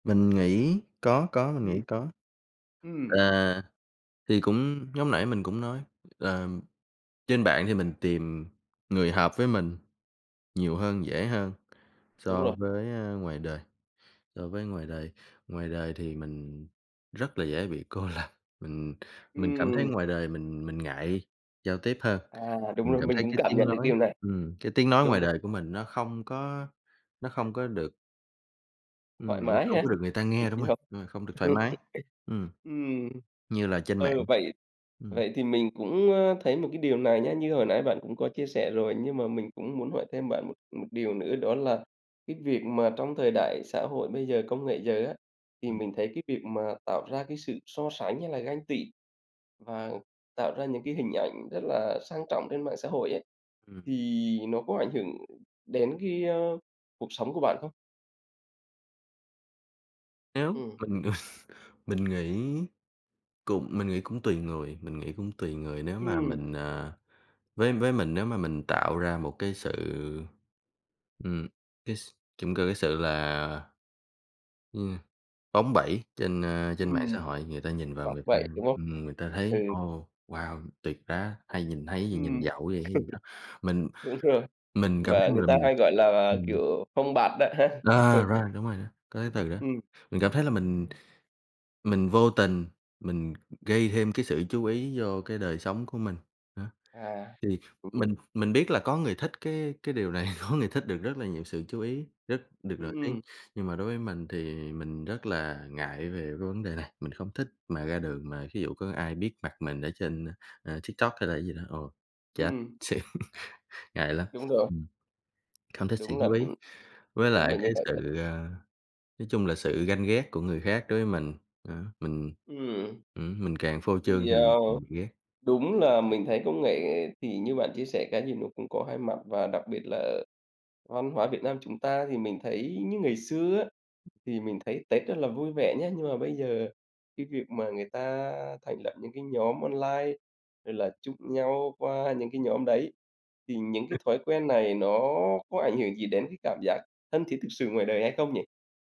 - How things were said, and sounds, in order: tapping; other background noise; laughing while speaking: "lập"; laugh; laugh; laugh; laughing while speaking: "ha"; laughing while speaking: "này, có"; unintelligible speech; other noise
- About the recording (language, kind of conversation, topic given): Vietnamese, podcast, Bạn nghĩ công nghệ ảnh hưởng đến các mối quan hệ xã hội như thế nào?